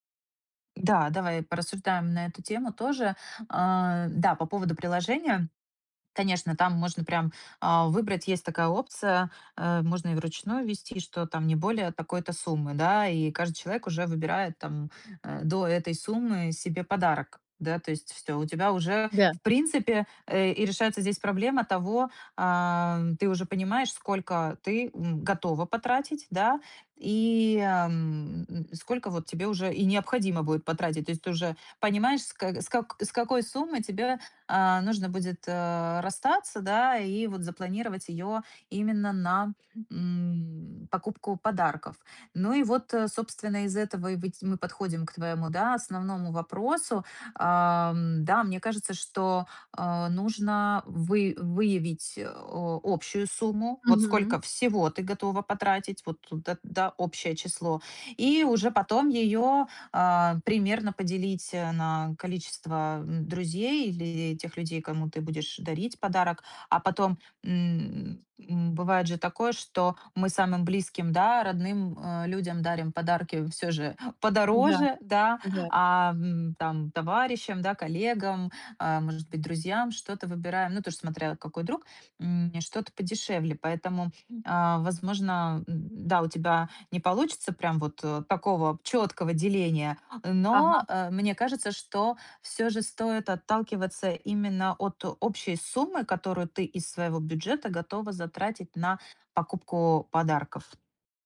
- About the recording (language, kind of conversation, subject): Russian, advice, Как мне проще выбирать одежду и подарки для других?
- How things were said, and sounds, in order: other background noise